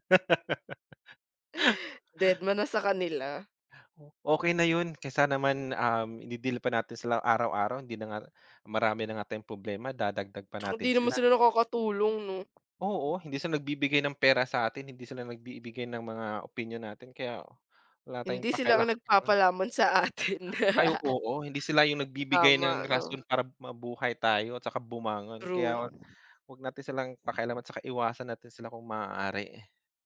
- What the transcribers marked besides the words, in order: laugh; laugh
- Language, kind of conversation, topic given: Filipino, unstructured, Paano mo hinaharap ang stress kapag marami kang gawain?